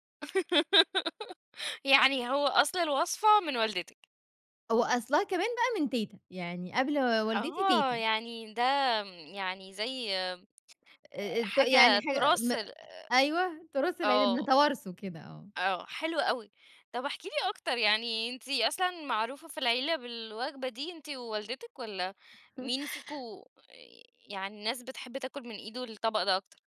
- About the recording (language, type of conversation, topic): Arabic, podcast, إيه أكتر طبق بتحبه في البيت وليه بتحبه؟
- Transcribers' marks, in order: tapping; giggle; chuckle